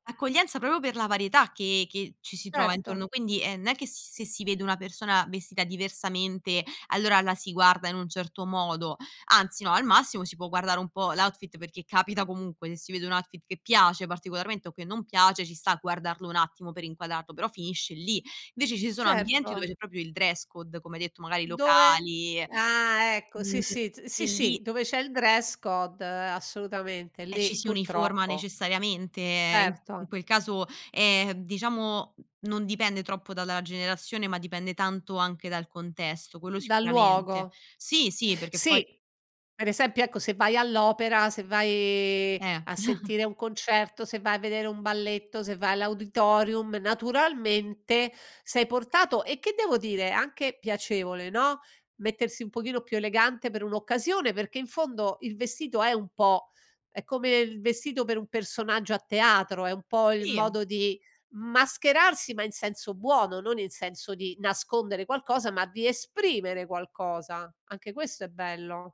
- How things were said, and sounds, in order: other background noise; "inquadrarlo" said as "inquadarlo"; in English: "dress code"; chuckle; stressed: "esprimere"
- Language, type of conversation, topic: Italian, podcast, Come pensi che evolva il tuo stile con l’età?